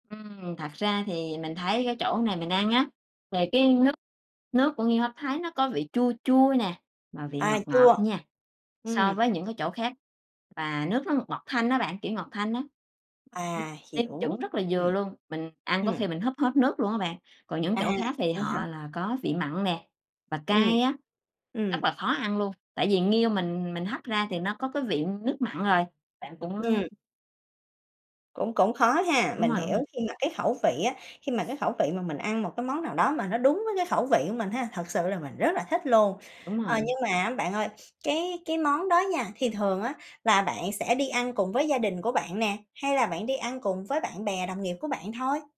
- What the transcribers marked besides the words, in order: unintelligible speech; other background noise
- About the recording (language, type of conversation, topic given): Vietnamese, podcast, Món ăn đường phố nào khiến bạn nhớ mãi?